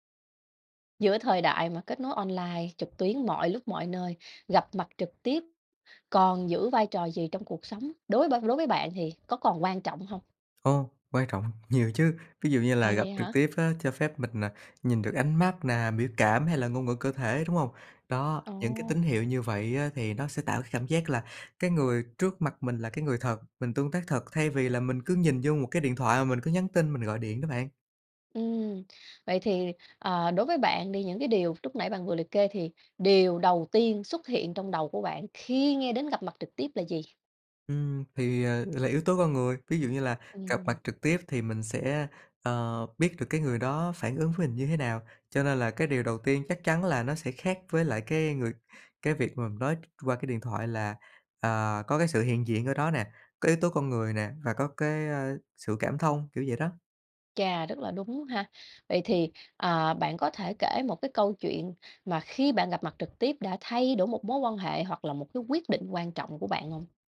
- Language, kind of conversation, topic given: Vietnamese, podcast, Theo bạn, việc gặp mặt trực tiếp còn quan trọng đến mức nào trong thời đại mạng?
- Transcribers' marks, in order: tapping